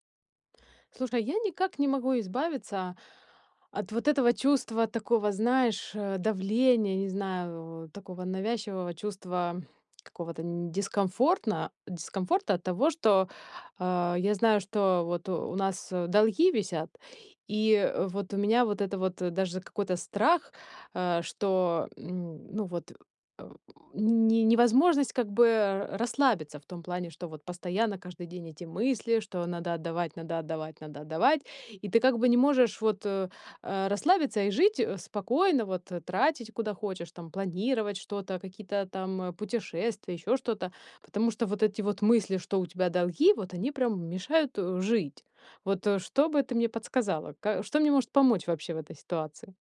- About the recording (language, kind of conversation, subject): Russian, advice, Как мне справиться со страхом из-за долгов и финансовых обязательств?
- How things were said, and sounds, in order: tapping